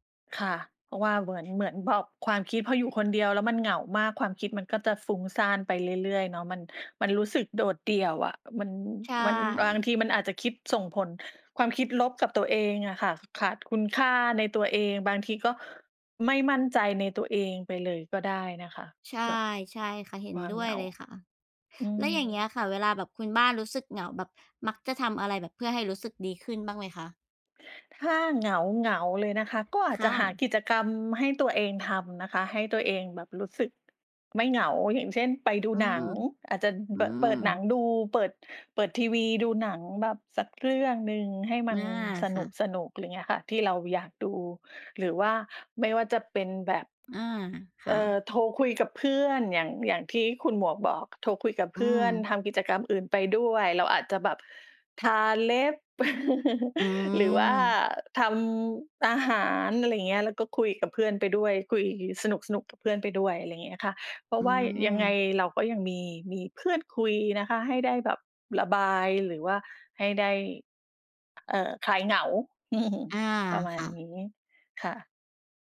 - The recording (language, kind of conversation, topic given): Thai, unstructured, คุณคิดว่าความเหงาส่งผลต่อสุขภาพจิตอย่างไร?
- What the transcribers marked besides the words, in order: other background noise; chuckle; chuckle